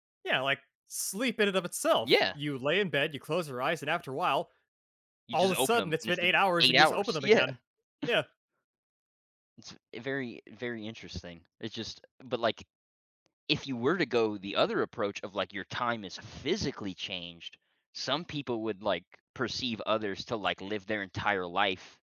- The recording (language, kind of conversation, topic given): English, unstructured, How might our lives and relationships change if everyone experienced time in their own unique way?
- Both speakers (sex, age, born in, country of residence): male, 20-24, United States, United States; male, 30-34, United States, United States
- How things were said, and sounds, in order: chuckle; stressed: "physically"